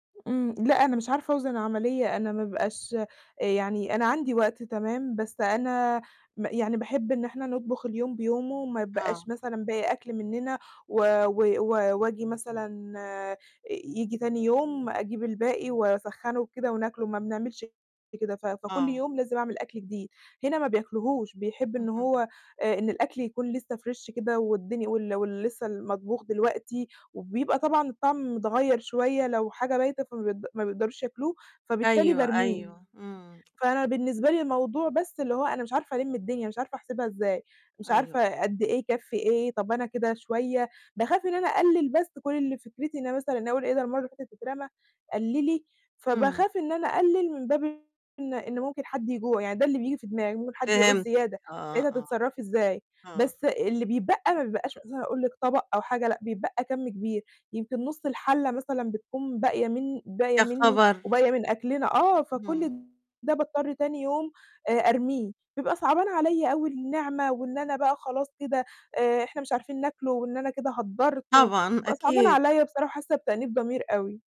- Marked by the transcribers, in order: distorted speech; tapping; in English: "fresh"
- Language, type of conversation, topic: Arabic, advice, إزاي أقدر أقلّل هدر الأكل في بيتي بالتخطيط والإبداع؟